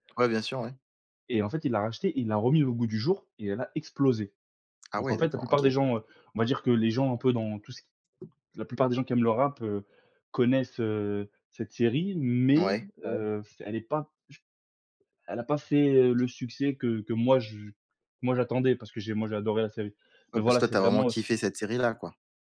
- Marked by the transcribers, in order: tapping
- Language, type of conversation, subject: French, unstructured, Qu’est-ce qui rend un voyage inoubliable pour toi ?